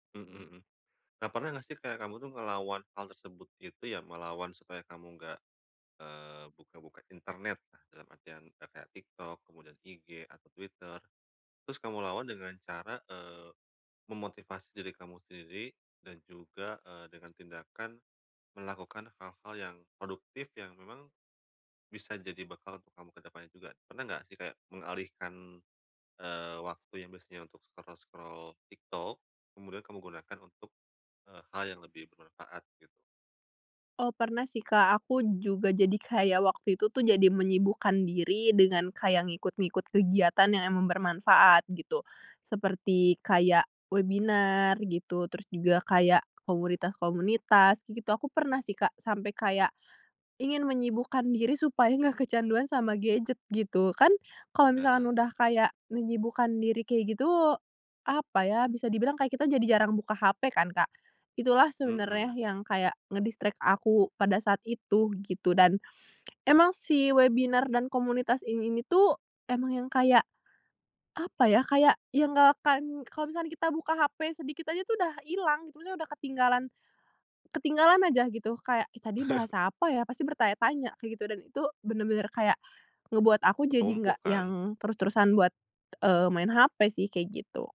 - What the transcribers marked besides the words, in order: in English: "scroll-scroll"; "gitu" said as "git"; in English: "nge-distract"; chuckle
- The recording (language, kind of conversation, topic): Indonesian, podcast, Apa kegiatan yang selalu bikin kamu lupa waktu?